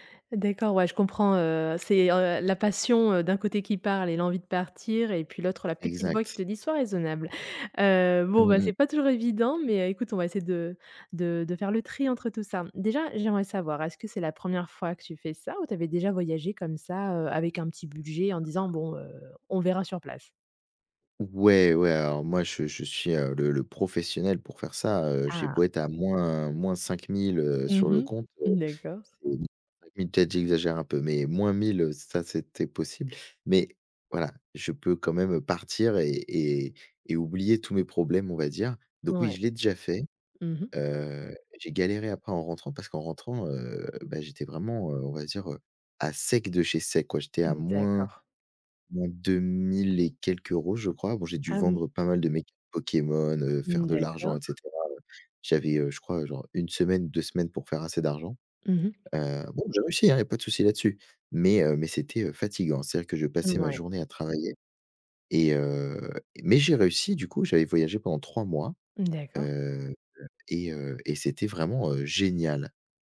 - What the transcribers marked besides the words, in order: other background noise; unintelligible speech
- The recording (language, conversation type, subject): French, advice, Comment décrire une décision financière risquée prise sans garanties ?